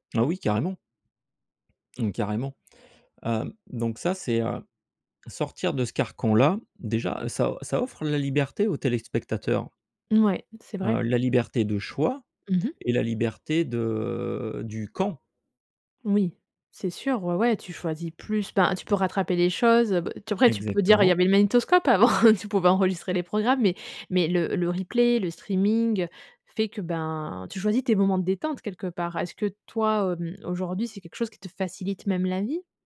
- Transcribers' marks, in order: stressed: "facilite"
- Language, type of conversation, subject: French, podcast, Comment le streaming a-t-il transformé le cinéma et la télévision ?